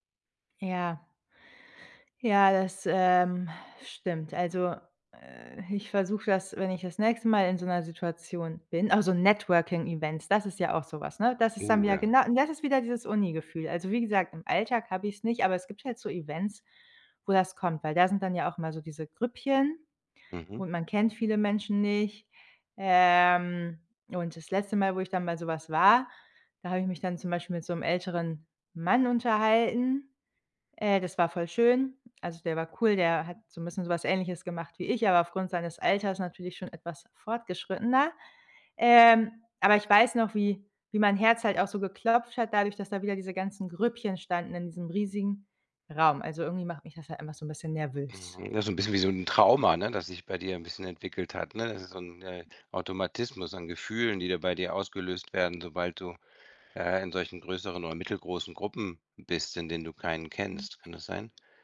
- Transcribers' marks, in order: other background noise; drawn out: "Ähm"
- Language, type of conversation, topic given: German, advice, Wie äußert sich deine soziale Angst bei Treffen oder beim Small Talk?
- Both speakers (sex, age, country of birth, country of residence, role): female, 30-34, Germany, Germany, user; male, 50-54, Germany, Spain, advisor